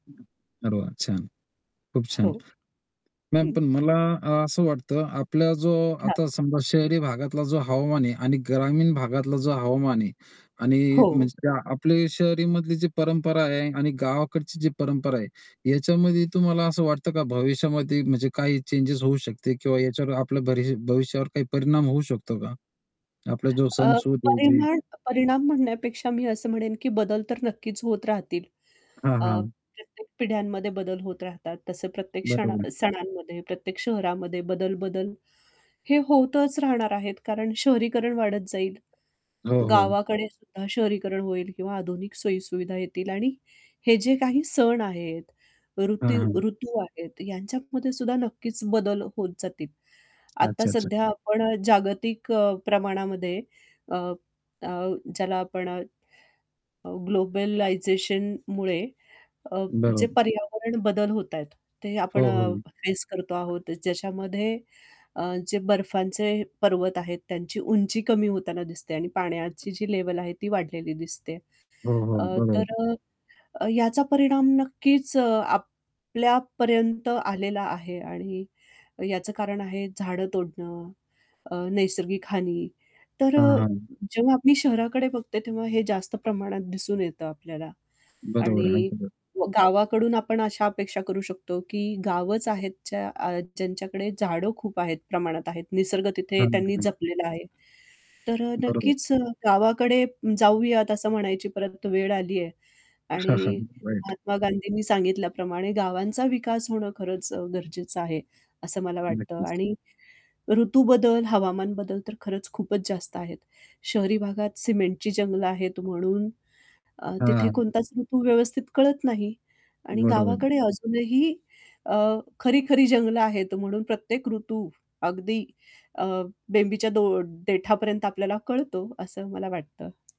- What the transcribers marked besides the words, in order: static; tapping; distorted speech; other background noise; in English: "ग्लोबलायझेशनमुळे"; unintelligible speech; chuckle; in English: "राईट"
- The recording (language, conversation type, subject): Marathi, podcast, सण आणि ऋतू यांचं नातं तुला कसं दिसतं?
- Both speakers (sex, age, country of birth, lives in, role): female, 45-49, India, India, guest; male, 35-39, India, India, host